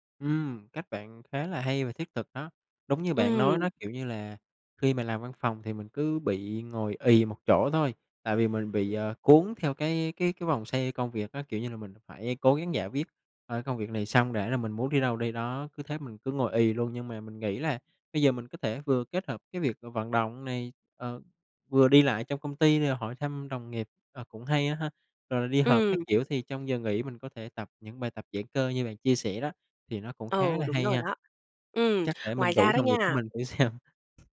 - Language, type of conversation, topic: Vietnamese, advice, Làm thế nào để sắp xếp tập thể dục hằng tuần khi bạn quá bận rộn với công việc?
- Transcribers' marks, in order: tapping; other background noise; laughing while speaking: "xem"